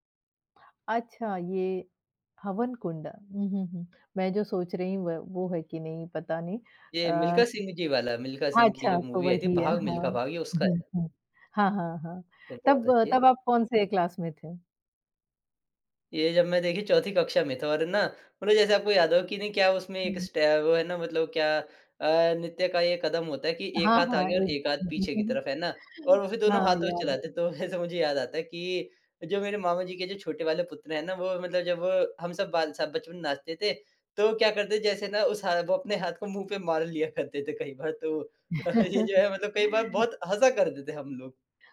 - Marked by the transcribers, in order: in English: "मूवी"; in English: "क्लास"; in English: "स्टेप"; unintelligible speech; laughing while speaking: "तो वैसे"; chuckle; laughing while speaking: "अ, ये जो है"
- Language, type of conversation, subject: Hindi, podcast, कौन-सा गाना आपकी किसी खास याद से जुड़ा हुआ है?